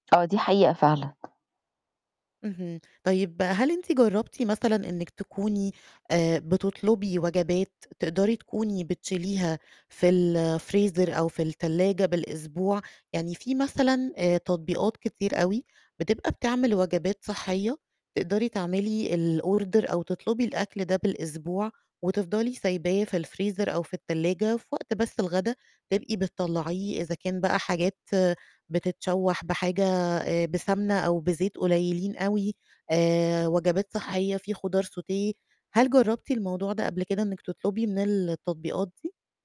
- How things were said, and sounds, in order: in English: "الfreezer"; in English: "الorder"; in English: "الfreezer"; in French: "sauté"
- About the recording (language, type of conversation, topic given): Arabic, advice, إزاي أقدر ألتزم بنظام أكل صحي مع ضيق الوقت وساعات الشغل الطويلة؟